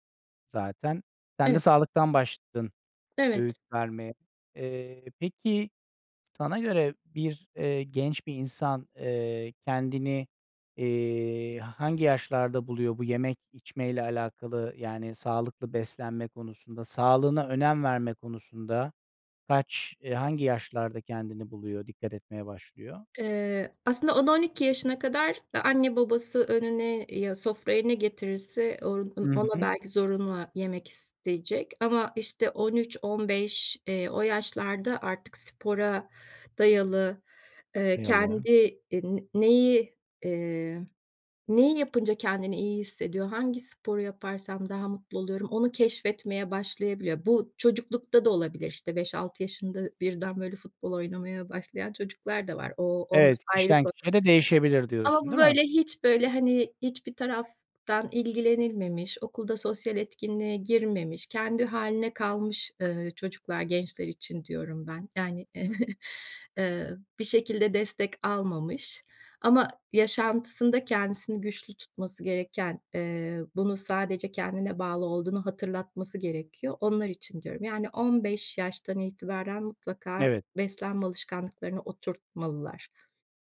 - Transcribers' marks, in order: tapping; other background noise; chuckle
- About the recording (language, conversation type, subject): Turkish, podcast, Gençlere vermek istediğiniz en önemli öğüt nedir?